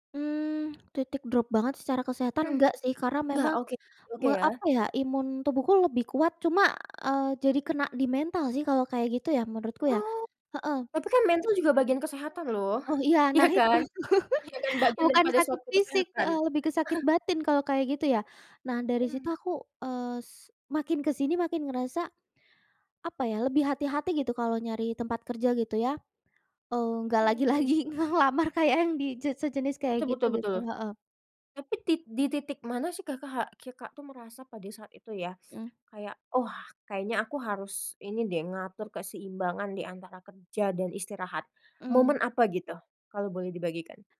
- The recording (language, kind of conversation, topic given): Indonesian, podcast, Bagaimana kamu mengatur ritme antara kerja keras dan istirahat?
- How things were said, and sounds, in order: laughing while speaking: "Iya kan?"; chuckle; unintelligible speech; chuckle; laughing while speaking: "lagi-lagi ngelamar kayak yang di"; "Kakak" said as "kikak"